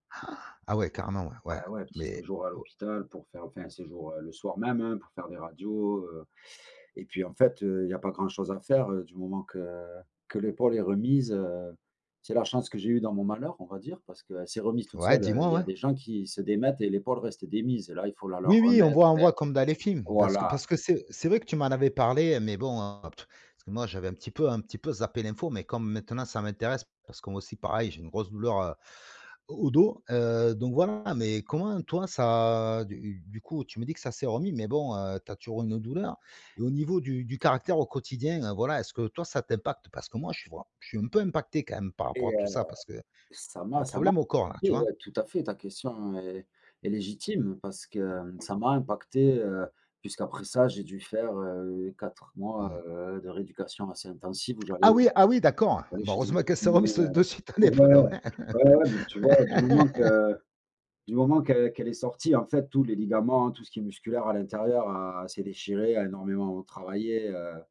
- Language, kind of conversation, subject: French, unstructured, Comment vivez-vous le fait d’être blessé et de ne pas pouvoir jouer ?
- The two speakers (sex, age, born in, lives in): male, 40-44, France, France; male, 45-49, France, France
- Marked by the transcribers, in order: gasp; tapping; other background noise; other noise; drawn out: "ça"; laughing while speaking: "de suite, l'épaule, ouais"; laugh